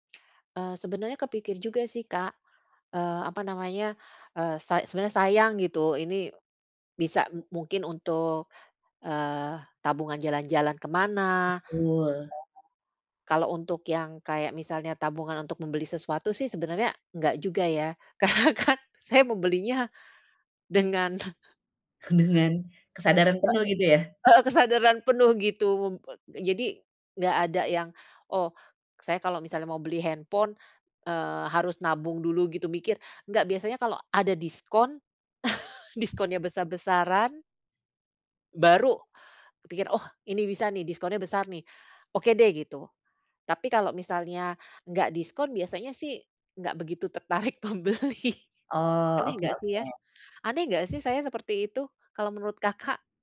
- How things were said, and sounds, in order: other background noise; unintelligible speech; laughing while speaking: "karena kan"; chuckle; laughing while speaking: "membeli"
- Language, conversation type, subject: Indonesian, advice, Mengapa saya selalu tergoda membeli barang diskon padahal sebenarnya tidak membutuhkannya?
- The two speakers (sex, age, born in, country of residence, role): female, 45-49, Indonesia, Indonesia, advisor; female, 50-54, Indonesia, Netherlands, user